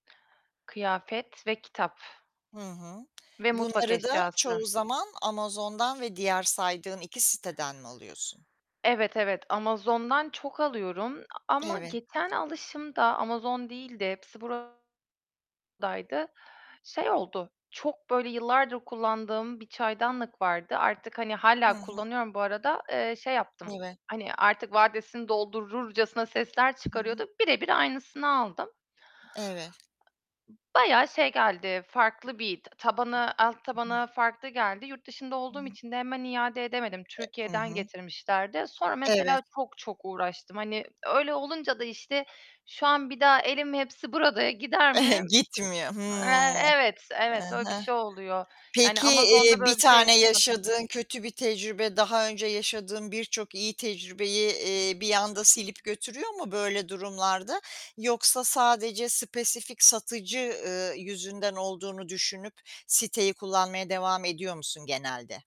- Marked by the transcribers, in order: other background noise; tapping; static; distorted speech; unintelligible speech; unintelligible speech; unintelligible speech; chuckle; other noise
- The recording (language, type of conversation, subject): Turkish, podcast, Online alışveriş yaparken nelere dikkat ediyorsun?